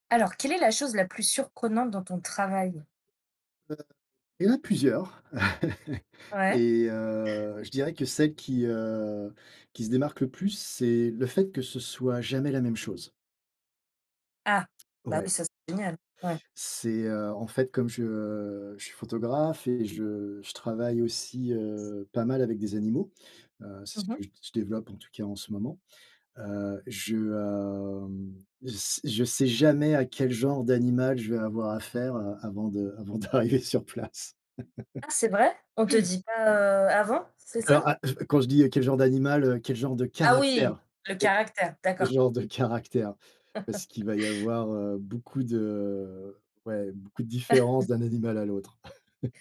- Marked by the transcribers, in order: tapping; laugh; drawn out: "heu"; drawn out: "hem"; laughing while speaking: "d'arriver sur place"; laugh; laughing while speaking: "Le genre de caractère"; laugh; laugh; chuckle
- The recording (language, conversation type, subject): French, unstructured, Quelle est la chose la plus surprenante dans ton travail ?